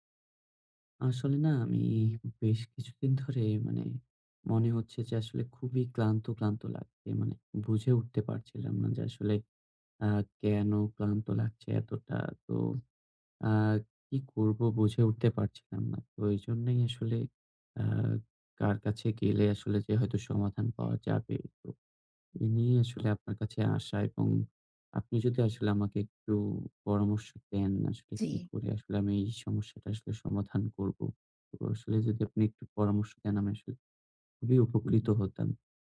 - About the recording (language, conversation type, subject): Bengali, advice, ঘুম থেকে ওঠার পর কেন ক্লান্ত লাগে এবং কীভাবে আরো তরতাজা হওয়া যায়?
- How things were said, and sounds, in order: other background noise